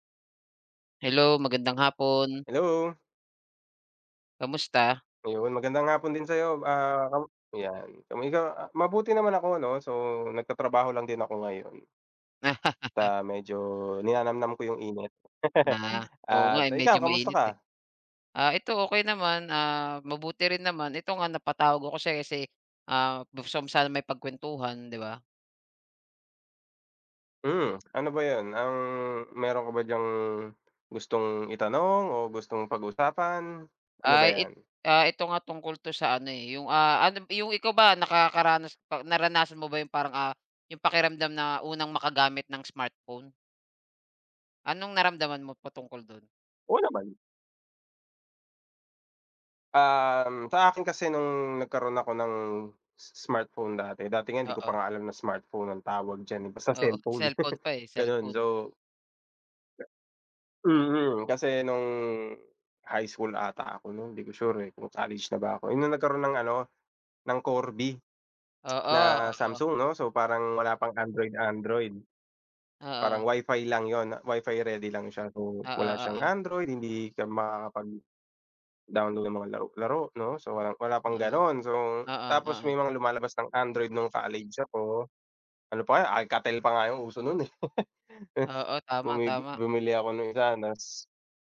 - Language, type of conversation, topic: Filipino, unstructured, Ano ang naramdaman mo nang unang beses kang gumamit ng matalinong telepono?
- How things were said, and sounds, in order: unintelligible speech; laugh; laugh; tongue click; laugh; other background noise; tsk; laugh